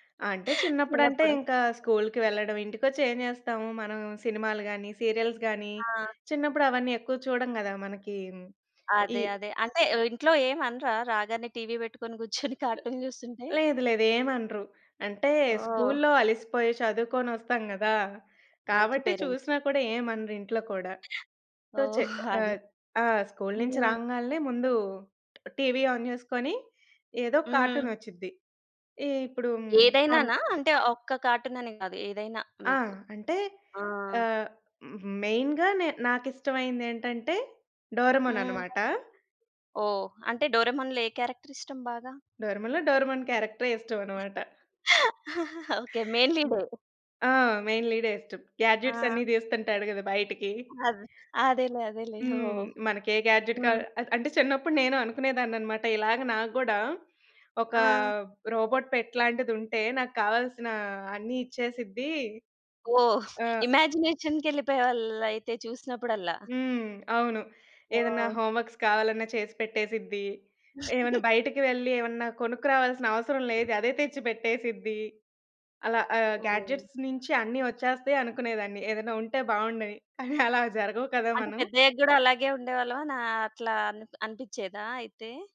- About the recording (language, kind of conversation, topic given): Telugu, podcast, మీకు చిన్నప్పటి కార్టూన్లలో ఏది వెంటనే గుర్తొస్తుంది, అది మీకు ఎందుకు ప్రత్యేకంగా అనిపిస్తుంది?
- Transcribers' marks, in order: other background noise; in English: "సీరియల్స్"; in English: "కార్టూన్"; in English: "పేరెంట్"; in English: "ఆన్"; in English: "కార్టూన్"; in English: "కార్టూన్"; in English: "మెయిన్‌గా"; in English: "క్యారెక్టర్"; chuckle; in English: "మెయిన్"; in English: "మెయిన్"; in English: "గాడ్జెట్స్"; in English: "గాడ్జెట్"; in English: "రోబోట్ పెట్"; in English: "ఇమాజినేషన్‌కెళ్ళిపోయేవాళ్ళైతే"; in English: "హోమ్‌వర్క్స్"; giggle; in English: "గాడ్జెట్స్"; giggle